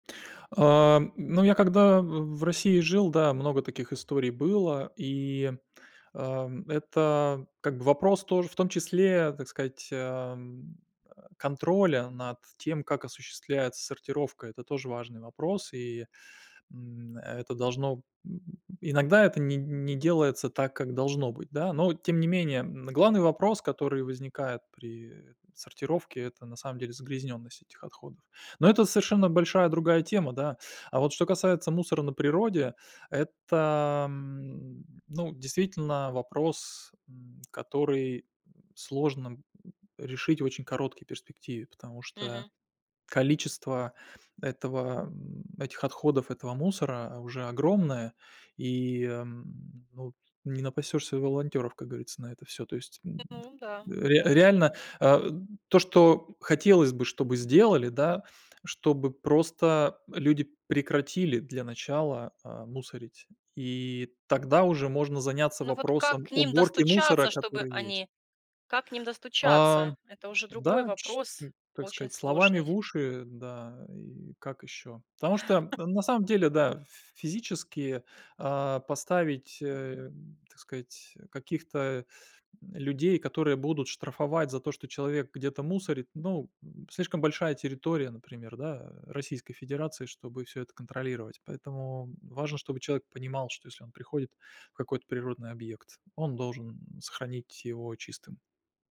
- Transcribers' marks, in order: tapping; chuckle
- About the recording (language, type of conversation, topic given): Russian, podcast, Как недорого бороться с мусором на природе?